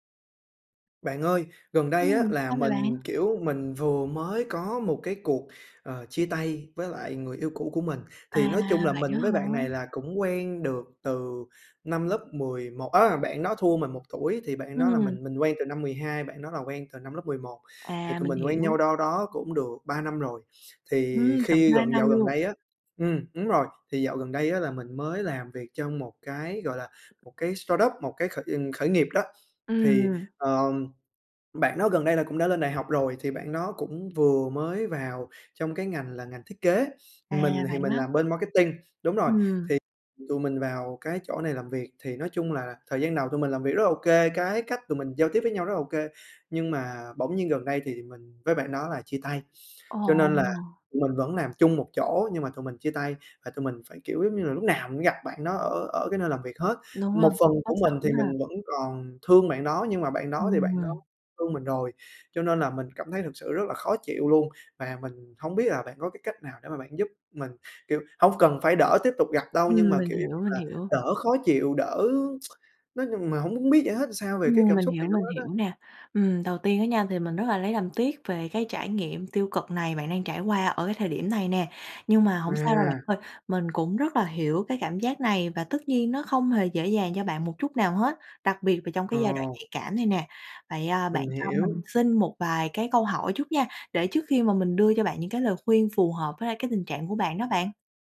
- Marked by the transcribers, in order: in English: "startup"; tapping; tsk
- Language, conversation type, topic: Vietnamese, advice, Làm sao để tiếp tục làm việc chuyên nghiệp khi phải gặp người yêu cũ ở nơi làm việc?